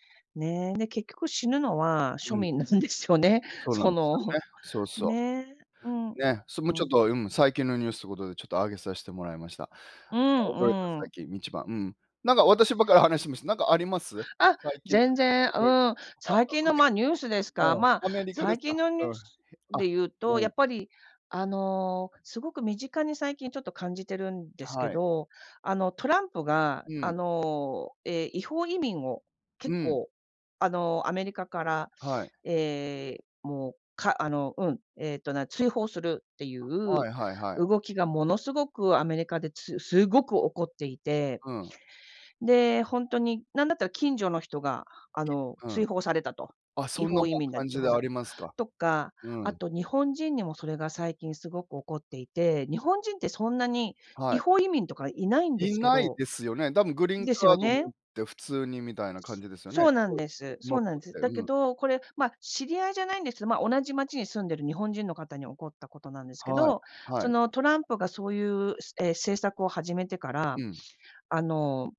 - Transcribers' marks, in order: laughing while speaking: "庶民なんですよね。その"; other background noise
- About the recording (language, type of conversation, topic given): Japanese, unstructured, 最近のニュースで驚いたことはありますか？